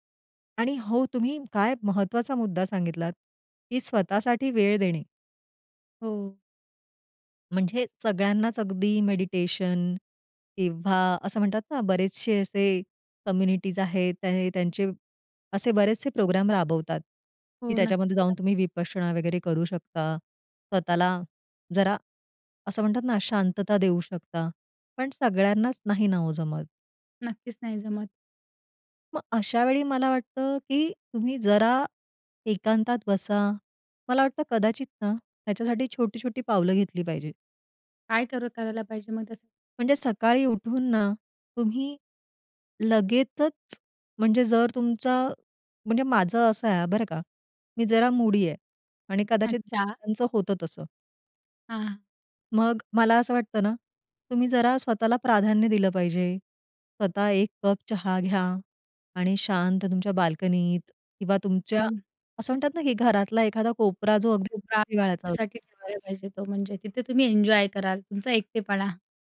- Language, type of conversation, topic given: Marathi, podcast, कधी एकांत गरजेचा असतो असं तुला का वाटतं?
- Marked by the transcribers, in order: tapping; in English: "कम्युनिटीज"; other background noise